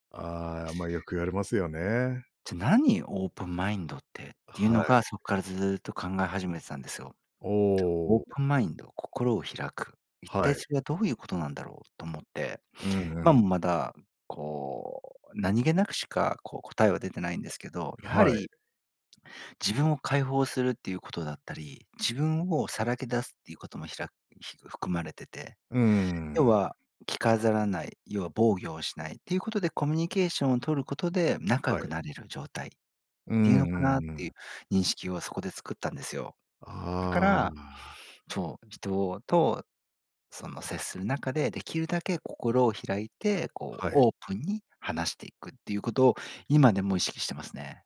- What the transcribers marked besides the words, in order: none
- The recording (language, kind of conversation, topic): Japanese, podcast, 新しい考えに心を開くためのコツは何ですか？